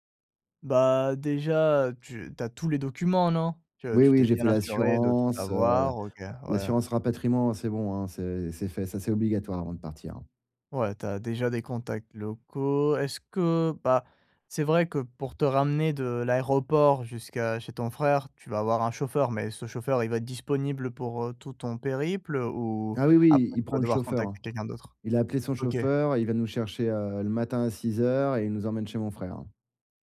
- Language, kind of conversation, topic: French, advice, Comment gérer les imprévus pendant un voyage à l'étranger ?
- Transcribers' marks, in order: other background noise